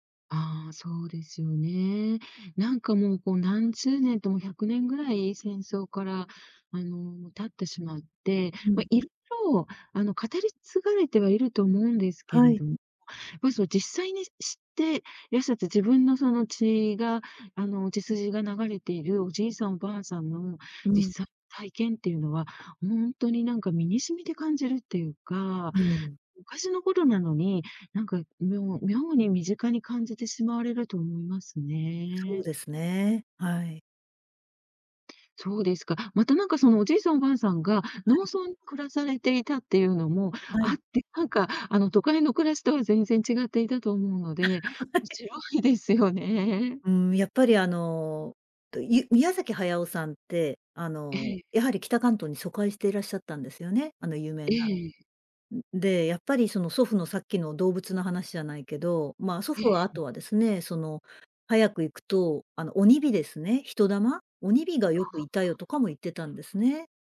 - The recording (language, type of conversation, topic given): Japanese, podcast, 祖父母から聞いた面白い話はありますか？
- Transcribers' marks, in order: laugh; laughing while speaking: "はい"